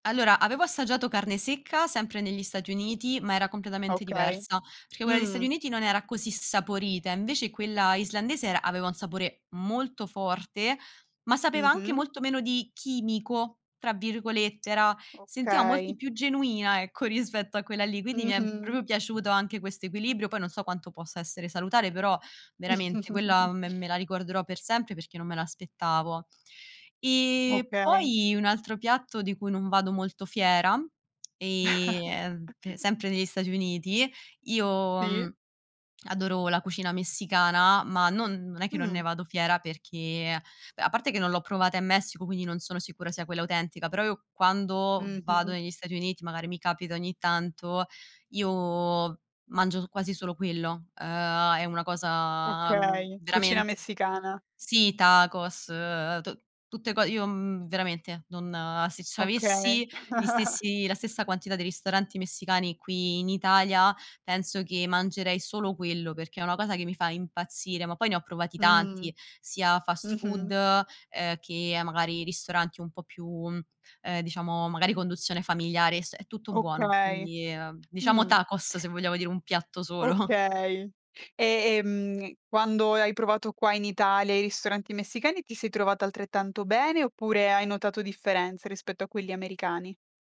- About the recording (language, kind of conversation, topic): Italian, podcast, Che cosa ti ha insegnato provare cibi nuovi durante un viaggio?
- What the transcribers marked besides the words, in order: stressed: "molto"; other background noise; laughing while speaking: "ecco, rispetto"; chuckle; chuckle; drawn out: "cosa"; chuckle; laughing while speaking: "solo"